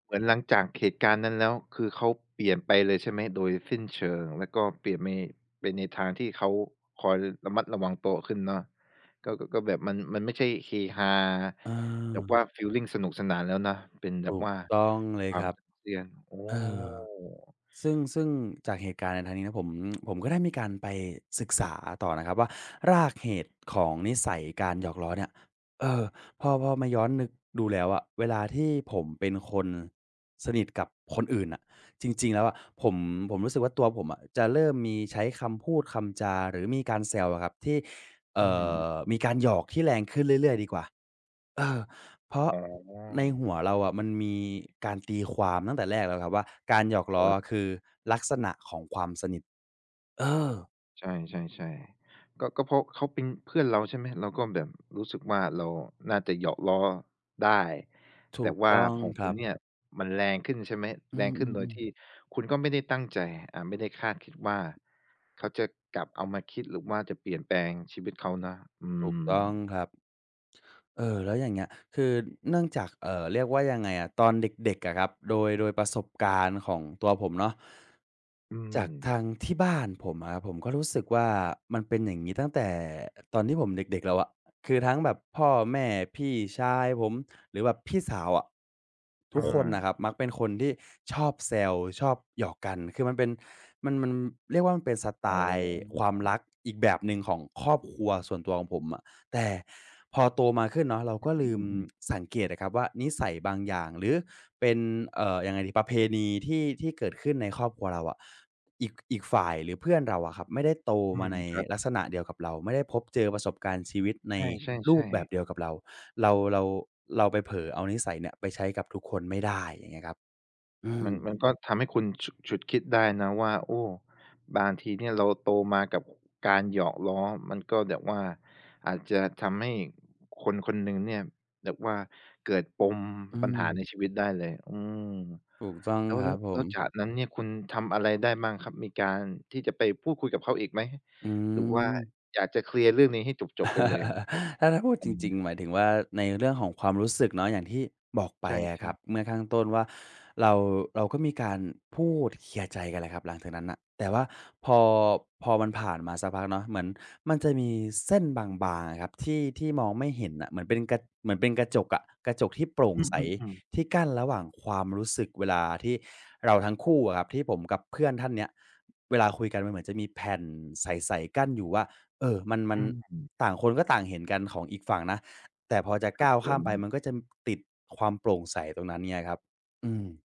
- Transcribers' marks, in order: tsk; tapping; other background noise; laugh; unintelligible speech
- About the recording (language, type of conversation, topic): Thai, podcast, เคยโดนเข้าใจผิดจากการหยอกล้อไหม เล่าให้ฟังหน่อย